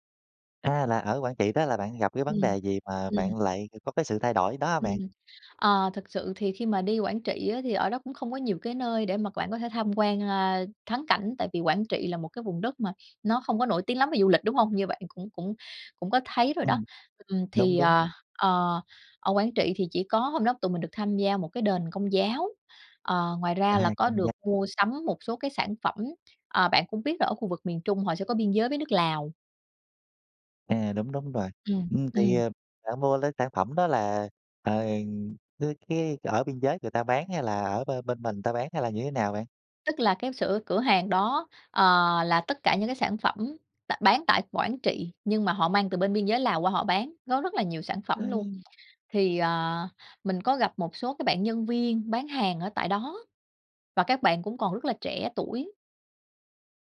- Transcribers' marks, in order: "bạn" said as "quạn"; tapping; other background noise
- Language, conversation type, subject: Vietnamese, podcast, Bạn có thể kể về một chuyến đi đã khiến bạn thay đổi rõ rệt nhất không?